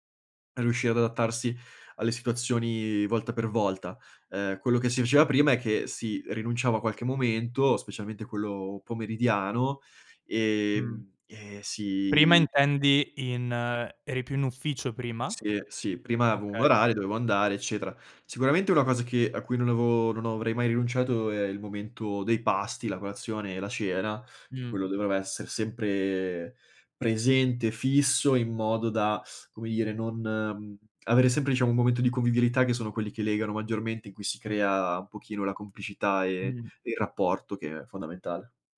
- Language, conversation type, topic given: Italian, podcast, Come riesci a mantenere dei confini chiari tra lavoro e figli?
- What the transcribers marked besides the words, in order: "avevo" said as "aevo"; other background noise; "avevo" said as "aevo"; "avrei" said as "avroi"; teeth sucking